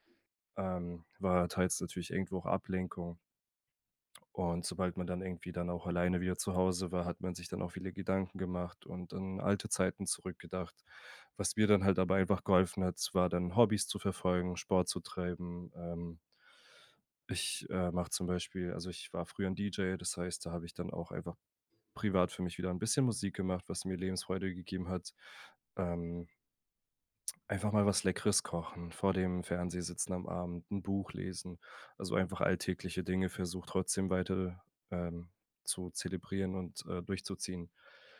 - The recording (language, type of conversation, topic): German, podcast, Wie gehst du mit Zweifeln bei einem Neuanfang um?
- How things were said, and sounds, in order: none